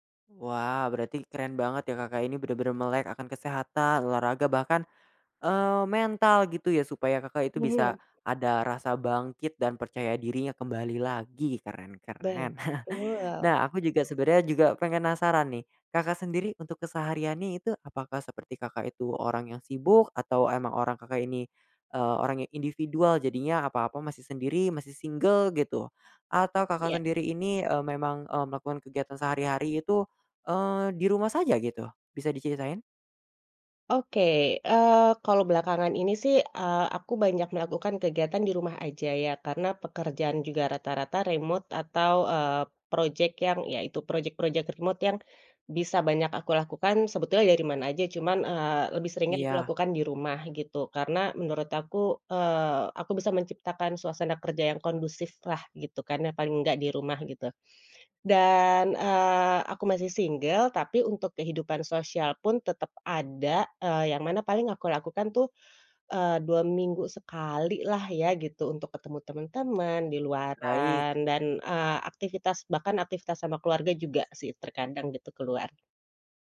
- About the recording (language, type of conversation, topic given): Indonesian, podcast, Kebiasaan kecil apa yang paling membantu Anda bangkit setelah mengalami kegagalan?
- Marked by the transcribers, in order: other background noise; chuckle; "penasaran" said as "pengenasaran"; in English: "remote"; in English: "remote"; tapping